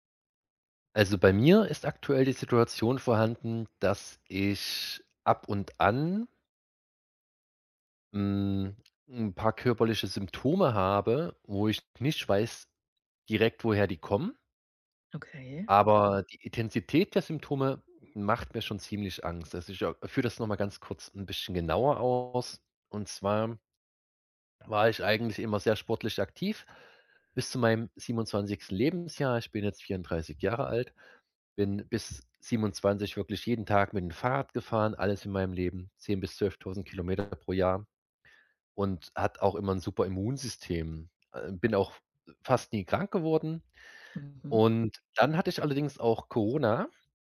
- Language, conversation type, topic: German, advice, Wie beschreibst du deine Angst vor körperlichen Symptomen ohne klare Ursache?
- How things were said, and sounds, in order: other background noise; tapping